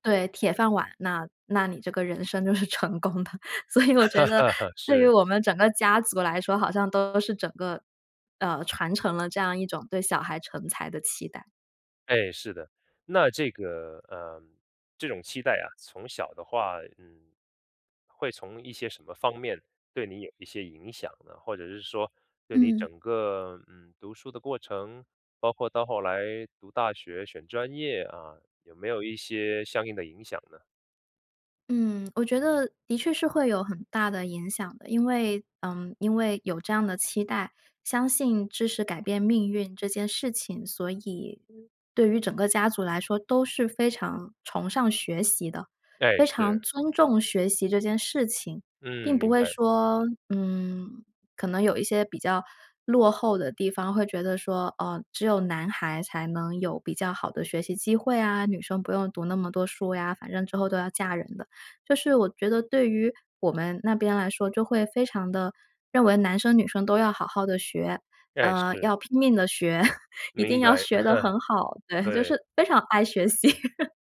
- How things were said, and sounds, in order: laughing while speaking: "就是成功的"; chuckle; laugh; laugh; laughing while speaking: "爱学习"; laugh
- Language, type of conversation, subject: Chinese, podcast, 说说你家里对孩子成才的期待是怎样的？